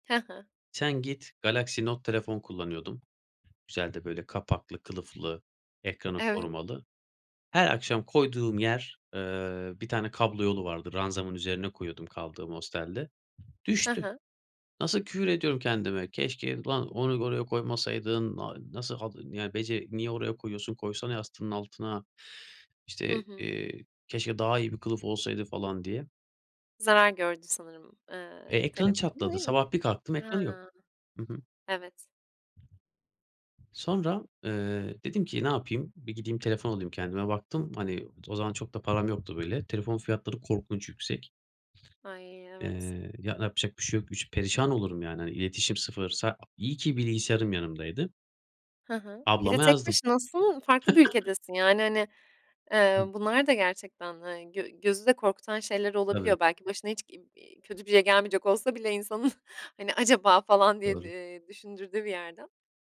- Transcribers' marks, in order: other background noise; tapping; chuckle
- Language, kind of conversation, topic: Turkish, podcast, Sence “keşke” demekten nasıl kurtulabiliriz?